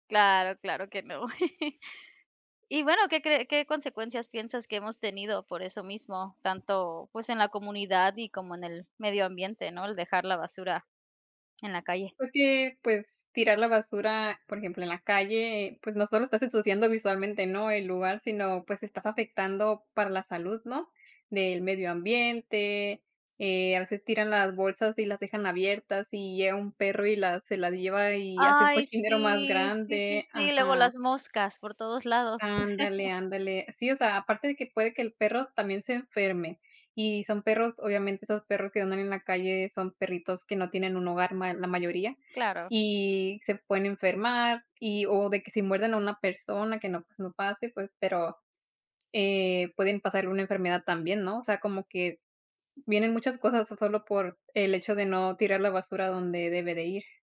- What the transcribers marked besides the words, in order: chuckle; chuckle
- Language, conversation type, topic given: Spanish, unstructured, ¿Qué opinas sobre la gente que no recoge la basura en la calle?